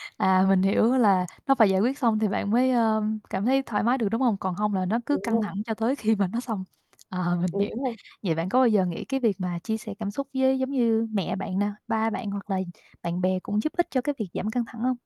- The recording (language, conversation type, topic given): Vietnamese, unstructured, Bạn thường làm gì khi cảm thấy căng thẳng?
- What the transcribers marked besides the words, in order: tapping; distorted speech; laughing while speaking: "Ờ"